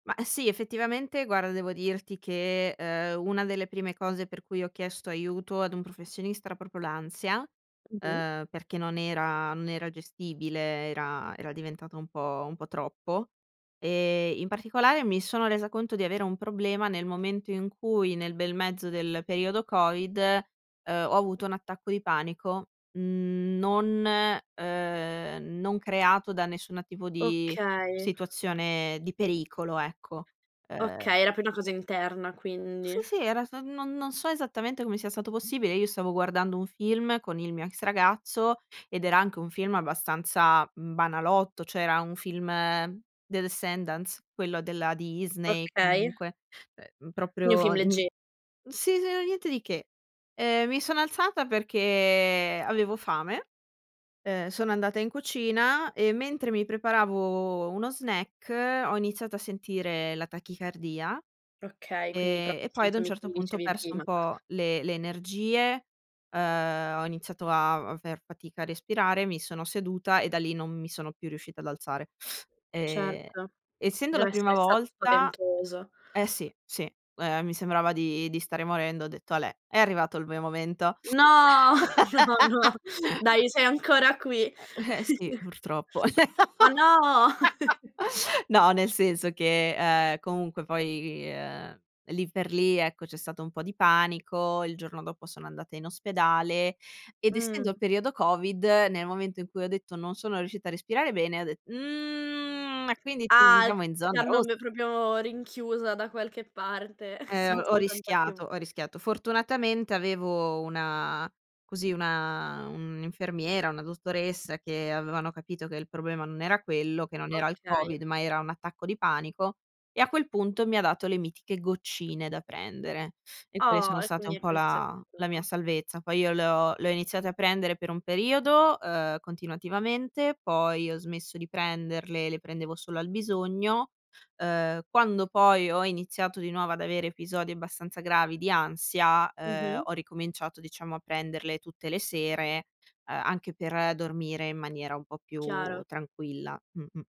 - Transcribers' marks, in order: drawn out: "mhmm"; drawn out: "ehm"; drawn out: "No"; laughing while speaking: "no, no"; laugh; chuckle; laugh; chuckle; other background noise; chuckle; drawn out: "Mhmm"; snort; tapping
- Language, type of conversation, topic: Italian, podcast, Come tieni sotto controllo l’ansia nelle situazioni difficili?